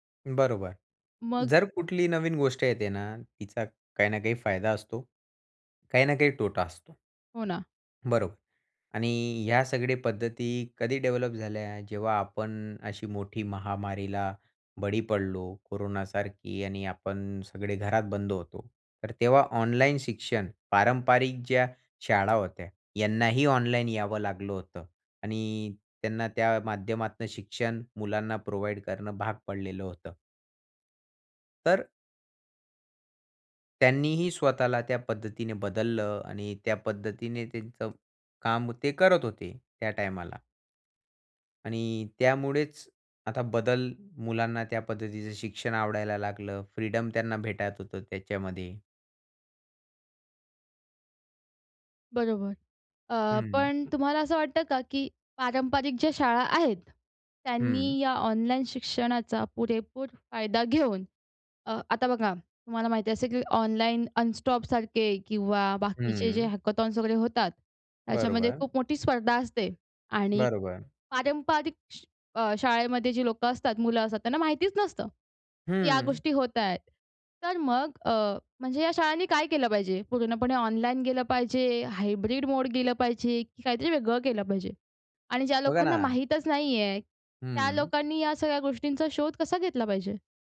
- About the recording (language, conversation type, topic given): Marathi, podcast, ऑनलाइन शिक्षणामुळे पारंपरिक शाळांना स्पर्धा कशी द्यावी लागेल?
- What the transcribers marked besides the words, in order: in English: "डेव्हलप"; in English: "प्रोव्हाईड"; stressed: "आहेत"; stressed: "घेऊन"; in English: "अनस्टॉपसारखे"; in English: "हॅकथॉन्स"; tapping; in English: "हायब्रिड मोड"